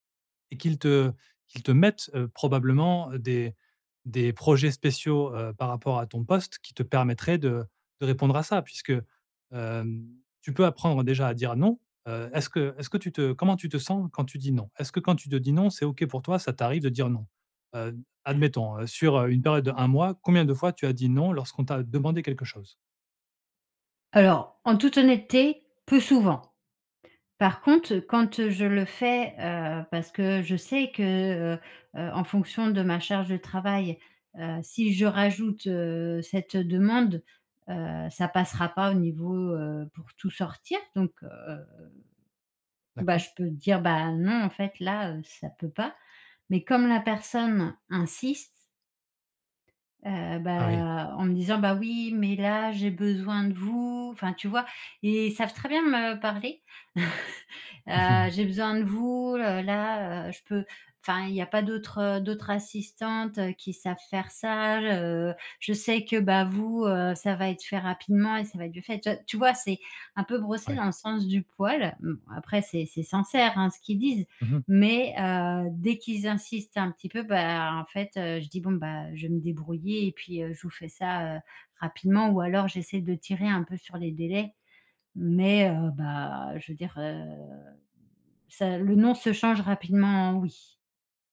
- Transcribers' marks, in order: chuckle
- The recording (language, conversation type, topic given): French, advice, Comment puis-je refuser des demandes au travail sans avoir peur de déplaire ?